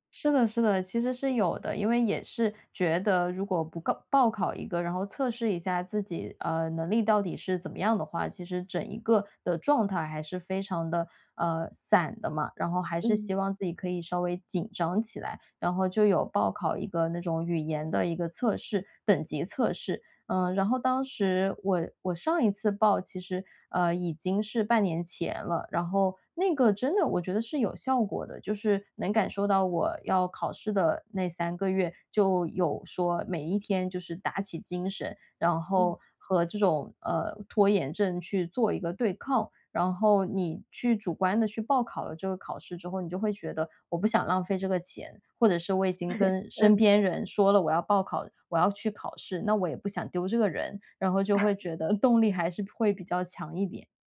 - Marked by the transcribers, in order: laugh; laugh
- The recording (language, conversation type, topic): Chinese, podcast, 你如何应对学习中的拖延症？